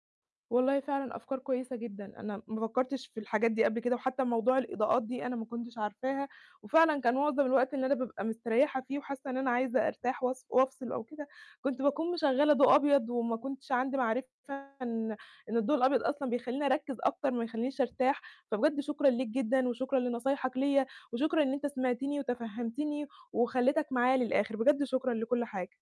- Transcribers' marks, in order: distorted speech
- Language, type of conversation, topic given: Arabic, advice, إزاي أقدر أسترخي في البيت لما التوتر بيمنعني؟